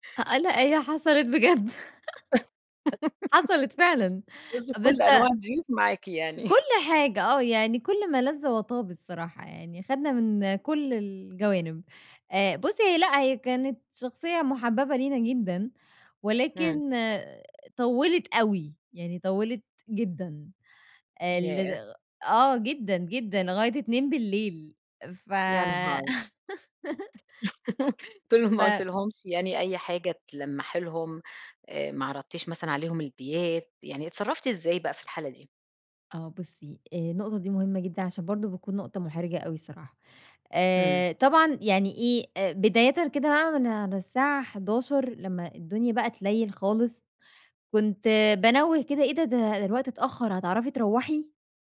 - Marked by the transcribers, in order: laugh; laughing while speaking: "بجد"; laugh; tapping; other background noise; chuckle; laugh
- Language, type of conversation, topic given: Arabic, podcast, إزاي بتحضّري البيت لاستقبال ضيوف على غفلة؟